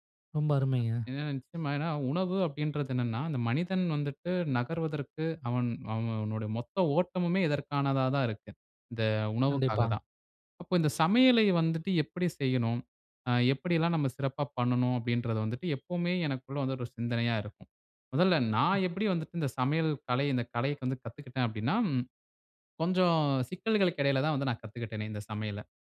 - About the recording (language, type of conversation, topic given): Tamil, podcast, சமையல் உங்கள் மனநிறைவை எப்படி பாதிக்கிறது?
- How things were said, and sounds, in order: other background noise